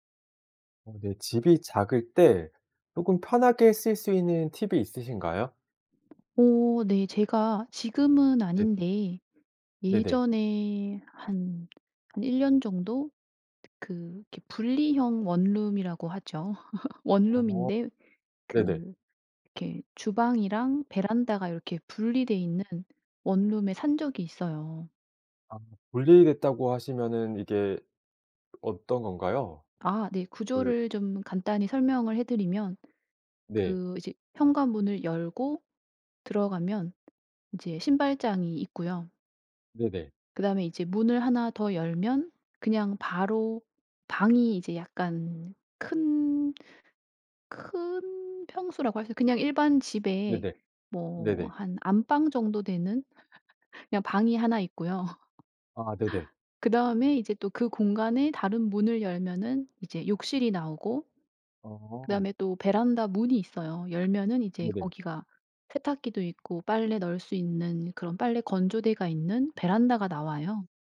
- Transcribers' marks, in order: tapping; laugh; other background noise; laugh; laugh
- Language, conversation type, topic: Korean, podcast, 작은 집에서도 더 편하게 생활할 수 있는 팁이 있나요?